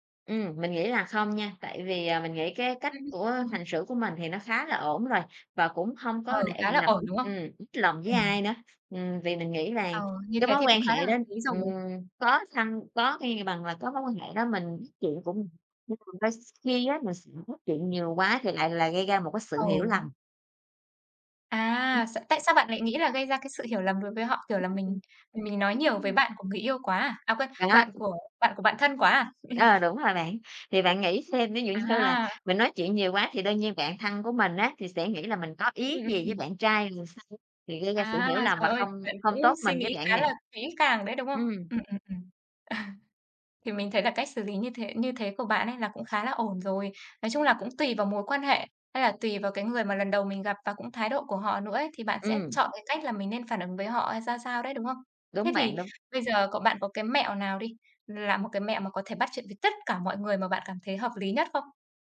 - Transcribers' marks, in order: tapping; other noise; unintelligible speech; unintelligible speech; laughing while speaking: "bạn"; chuckle; laughing while speaking: "như là"; laughing while speaking: "À"; other background noise
- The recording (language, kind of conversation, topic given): Vietnamese, podcast, Bạn bắt chuyện với người mới quen như thế nào?